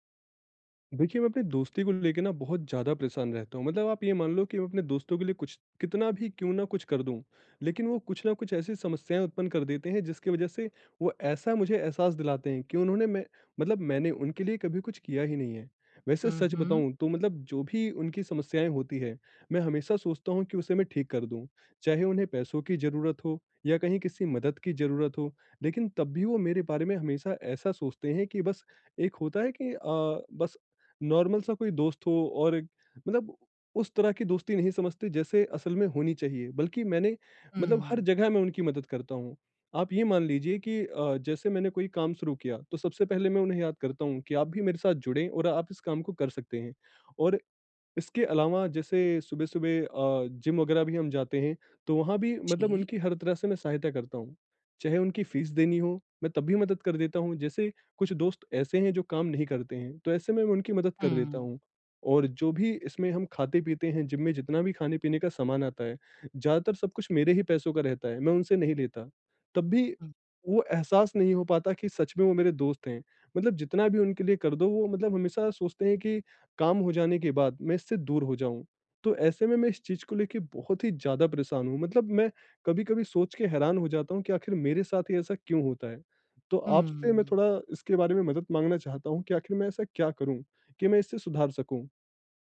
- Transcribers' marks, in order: in English: "नॉर्मल"
- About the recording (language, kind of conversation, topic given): Hindi, advice, मैं दोस्ती में अपने प्रयास और अपेक्षाओं को कैसे संतुलित करूँ ताकि दूरी न बढ़े?